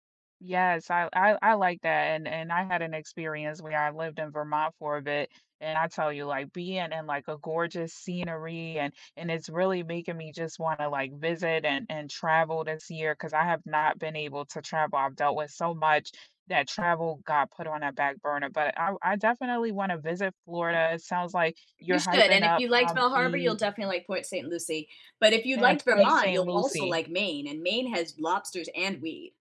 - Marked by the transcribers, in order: other background noise
- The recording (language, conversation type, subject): English, unstructured, What weekend plans are you looking forward to, and what are you choosing to skip to recharge?
- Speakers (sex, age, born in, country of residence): female, 30-34, United States, United States; female, 40-44, Philippines, United States